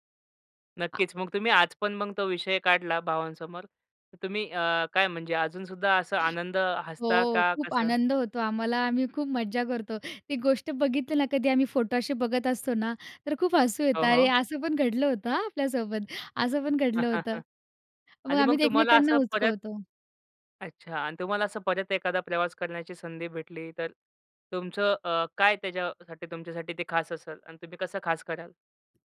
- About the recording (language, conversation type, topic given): Marathi, podcast, एकत्र प्रवास करतानाच्या आठवणी तुमच्यासाठी का खास असतात?
- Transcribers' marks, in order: chuckle